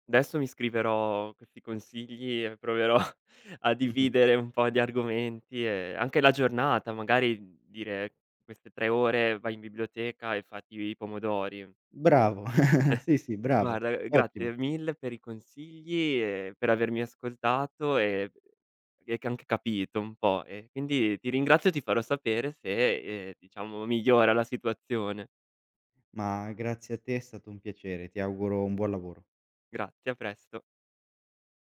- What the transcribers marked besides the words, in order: "Adesso" said as "desso"; laughing while speaking: "proverò"; chuckle; chuckle
- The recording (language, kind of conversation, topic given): Italian, advice, Perché mi sento in colpa o in ansia quando non sono abbastanza produttivo?